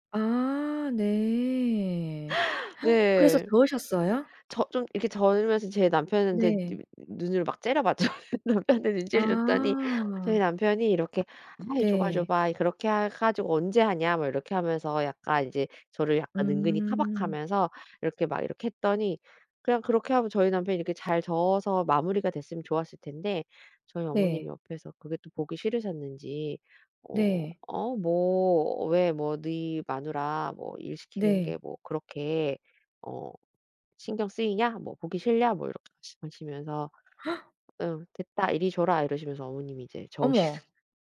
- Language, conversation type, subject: Korean, podcast, 김장하는 날의 분위기나 기억에 남는 장면을 들려주실 수 있나요?
- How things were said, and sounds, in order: other background noise; inhale; tapping; laughing while speaking: "째려봤죠, 남편한테 눈치를 줬더니"; gasp; laughing while speaking: "저으시는"